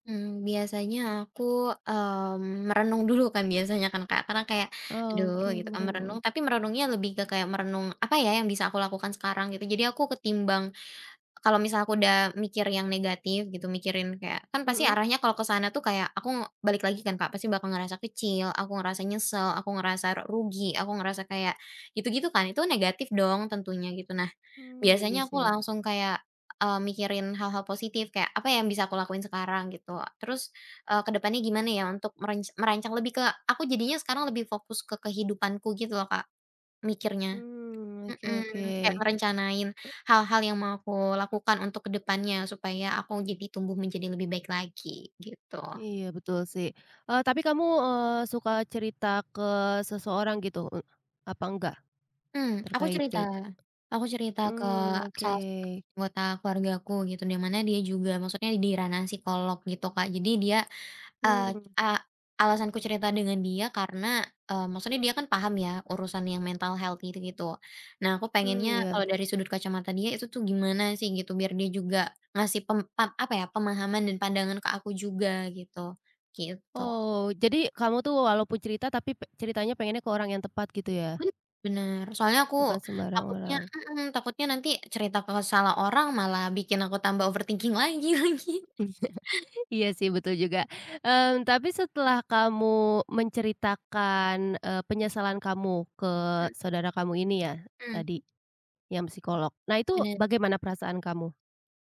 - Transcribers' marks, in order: laughing while speaking: "dulu"; tapping; in English: "mental health"; in English: "overthinking"; laughing while speaking: "lagi, lagi"; laughing while speaking: "Iya"
- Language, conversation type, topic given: Indonesian, podcast, Apa yang biasanya kamu lakukan terlebih dahulu saat kamu sangat menyesal?